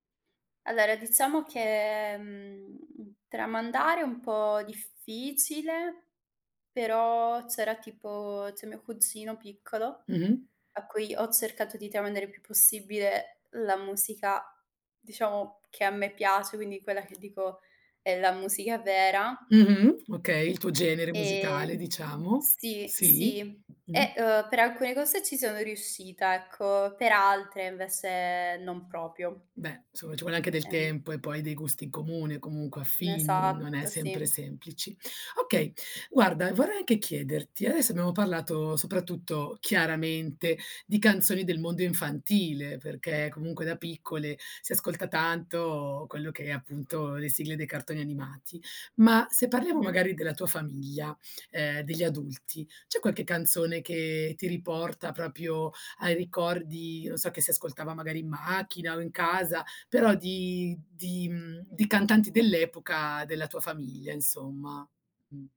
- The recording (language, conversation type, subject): Italian, podcast, Quale canzone ti riporta subito all’infanzia?
- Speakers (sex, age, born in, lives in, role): female, 25-29, Italy, Italy, guest; female, 40-44, Italy, Spain, host
- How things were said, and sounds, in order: other background noise; "proprio" said as "propio"